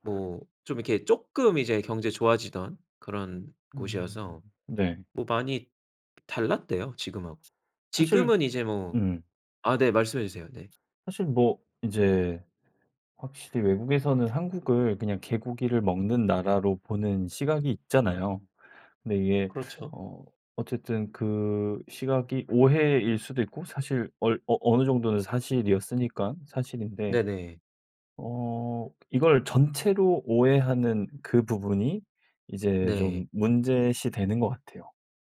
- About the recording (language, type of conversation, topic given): Korean, podcast, 네 문화에 대해 사람들이 오해하는 점은 무엇인가요?
- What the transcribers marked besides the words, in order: none